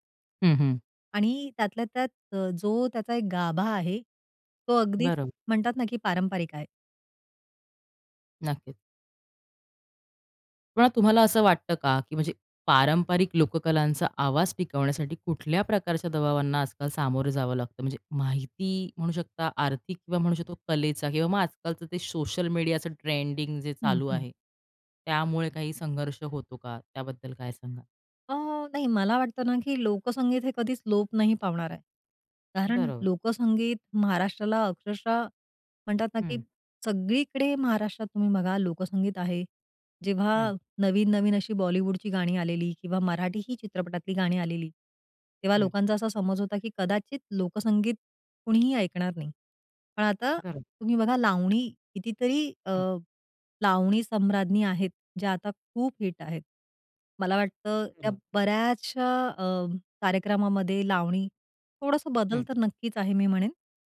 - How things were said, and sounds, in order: none
- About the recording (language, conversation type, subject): Marathi, podcast, लोकसंगीत आणि पॉपमधला संघर्ष तुम्हाला कसा जाणवतो?